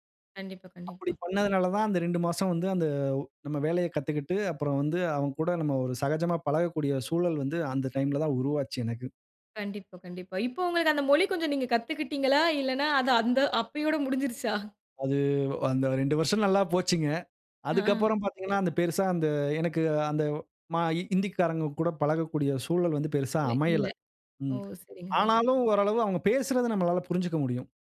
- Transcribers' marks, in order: drawn out: "அந்த"; drawn out: "அது"
- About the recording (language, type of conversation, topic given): Tamil, podcast, நீங்கள் பேசும் மொழியைப் புரிந்துகொள்ள முடியாத சூழலை எப்படிச் சமாளித்தீர்கள்?